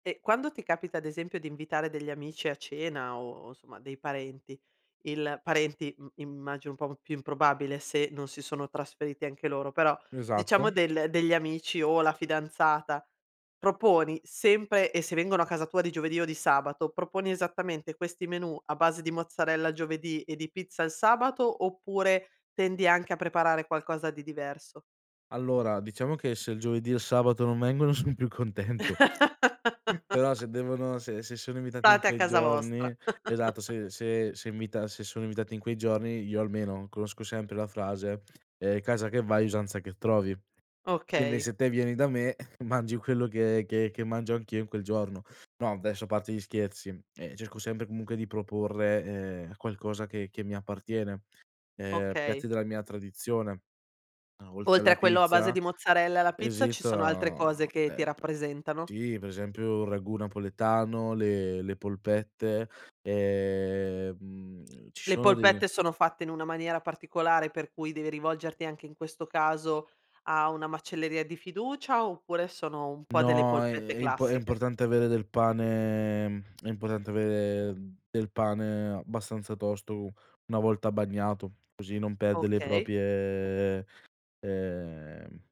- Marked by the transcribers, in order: laugh; laughing while speaking: "son più contento"; snort; other noise; chuckle; other background noise; swallow; drawn out: "pane"; lip smack; drawn out: "propie, ehm"; "proprie" said as "propie"
- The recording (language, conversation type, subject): Italian, podcast, Come mantenete vive le tradizioni quando vivete lontani?